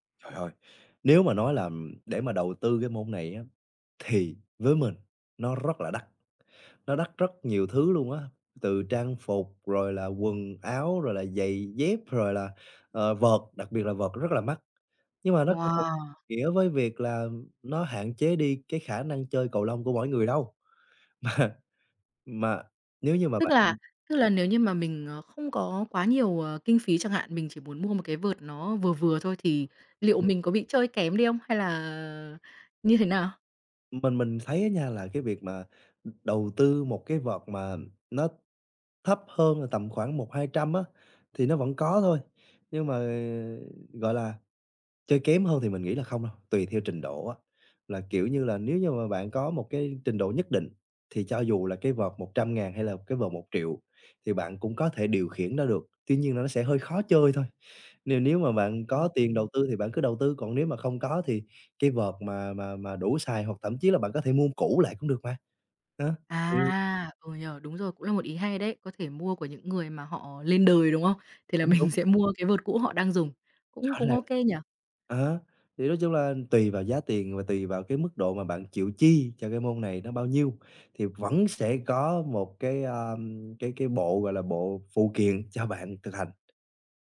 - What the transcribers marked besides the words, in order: tapping; laughing while speaking: "mà"; other background noise; laughing while speaking: "mình"
- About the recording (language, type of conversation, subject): Vietnamese, podcast, Bạn làm thế nào để sắp xếp thời gian cho sở thích khi lịch trình bận rộn?